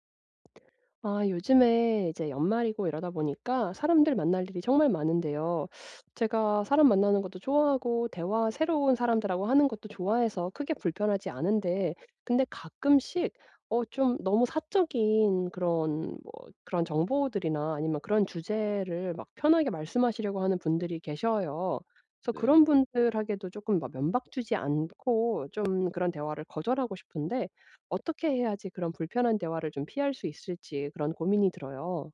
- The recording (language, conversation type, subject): Korean, advice, 파티나 모임에서 불편한 대화를 피하면서 분위기를 즐겁게 유지하려면 어떻게 해야 하나요?
- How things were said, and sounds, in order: tapping; other background noise